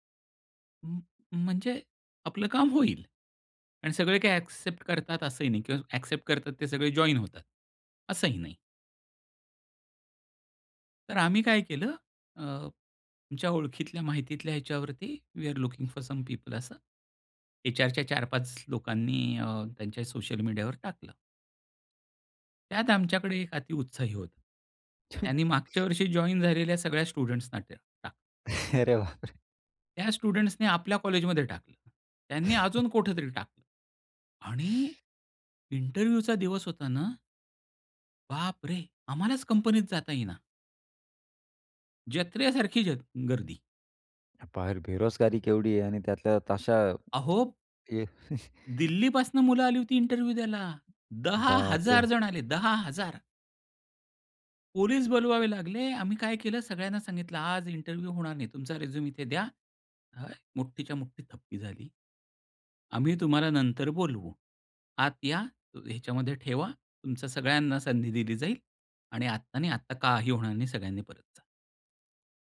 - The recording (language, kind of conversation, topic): Marathi, podcast, सोशल मीडियावरील माहिती तुम्ही कशी गाळून पाहता?
- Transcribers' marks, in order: in English: "जॉईन"; other background noise; in English: "वुई आर लुकिंग फॉर सम पीपल"; chuckle; in English: "जॉईन"; in English: "स्टुडंट्सना"; laughing while speaking: "अरे बापरे!"; in English: "स्टुडंट्सने"; chuckle; in English: "इंटरव्ह्यूचा"; surprised: "बापरे!"; chuckle; in English: "इंटरव्ह्यू"; surprised: "बापरे!"; surprised: "दहा हजार जण आले, दहा हजार"; in English: "इंटरव्ह्यू"